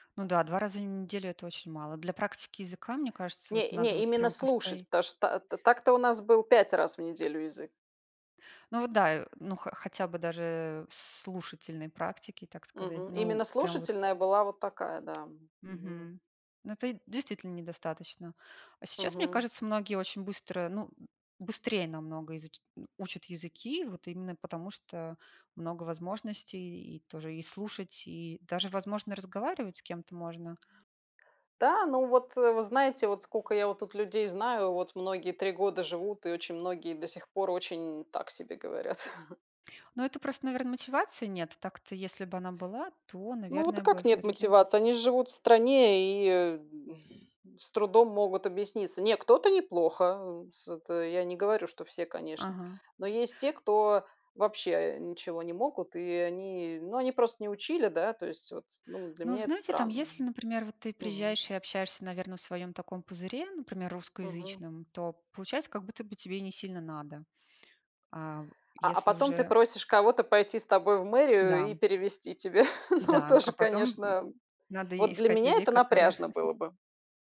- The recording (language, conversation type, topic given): Russian, unstructured, Как интернет влияет на образование сегодня?
- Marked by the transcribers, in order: tapping; grunt; chuckle; exhale; chuckle; chuckle